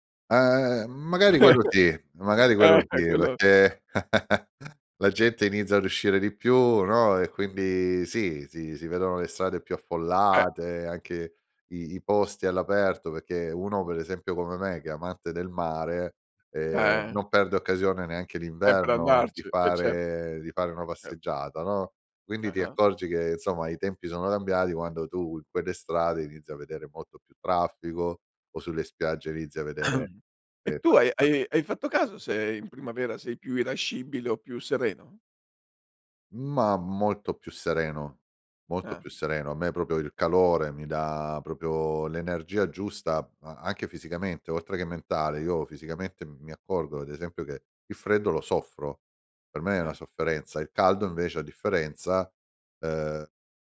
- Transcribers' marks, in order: chuckle; laughing while speaking: "eh"; chuckle; cough; "proprio" said as "propio"; "proprio" said as "propio"
- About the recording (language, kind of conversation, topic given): Italian, podcast, Cosa ti piace di più dell'arrivo della primavera?